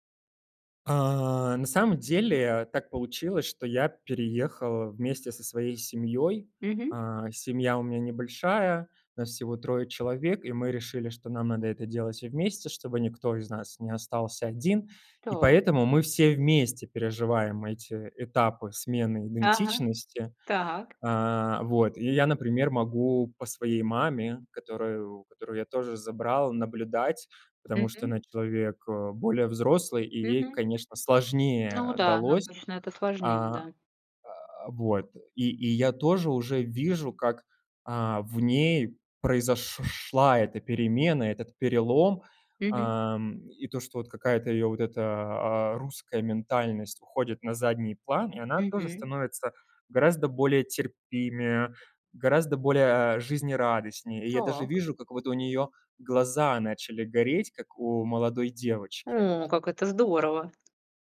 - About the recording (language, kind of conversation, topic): Russian, podcast, Как миграция или переезд повлияли на ваше чувство идентичности?
- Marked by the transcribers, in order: tapping